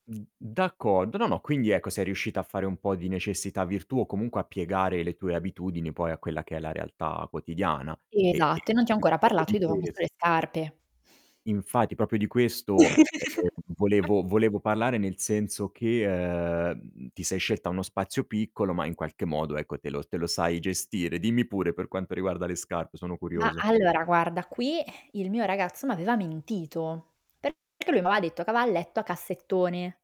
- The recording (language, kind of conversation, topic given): Italian, podcast, Cosa fai per sfruttare al meglio gli spazi piccoli di casa?
- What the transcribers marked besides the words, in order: static; distorted speech; chuckle; other background noise; exhale; "che" said as "ca"